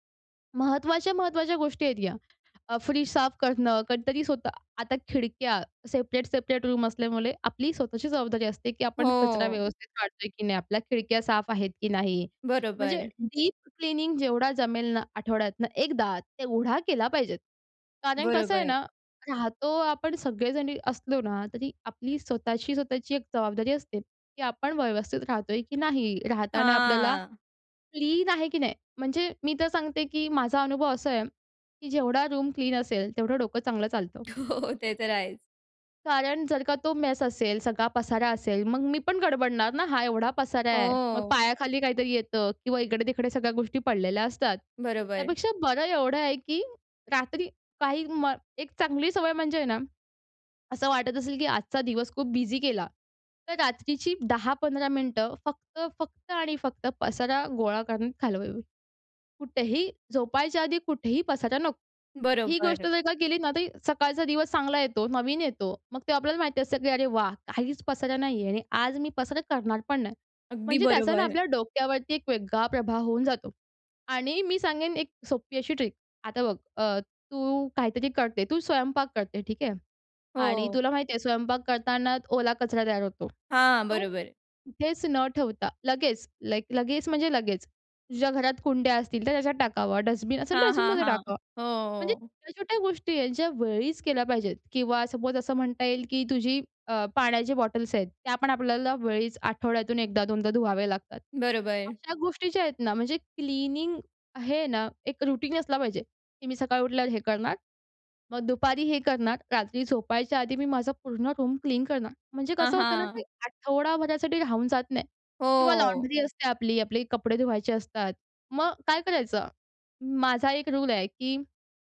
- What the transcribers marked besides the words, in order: in English: "सेपरेट-सेपरेट रूम"; "असल्यामुळे" said as "असल्यामुले"; other background noise; in English: "डीप क्लिनिंग"; drawn out: "हां"; in English: "रूम"; laughing while speaking: "हो"; in English: "मेस"; in English: "बिझी"; in English: "ट्रिक"; in English: "डस्टबिन"; in English: "डस्टबिनमध्ये"; in English: "सपोज"; in English: "क्लीनिंग"; in English: "रूटीन"; in English: "रूम"; in English: "लॉन्ड्री"
- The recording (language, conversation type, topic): Marathi, podcast, दररोजच्या कामासाठी छोटा स्वच्छता दिनक्रम कसा असावा?